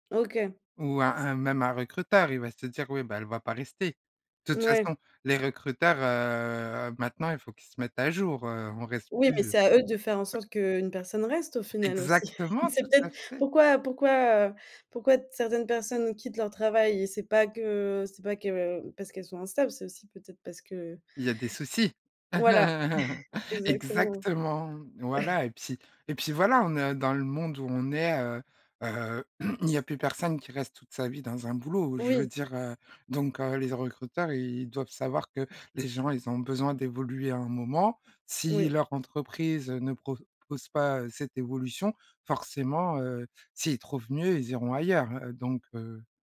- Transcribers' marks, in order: drawn out: "heu"; chuckle; chuckle
- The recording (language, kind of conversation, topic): French, podcast, Comment raconter votre parcours lorsqu’on vous demande votre histoire professionnelle ?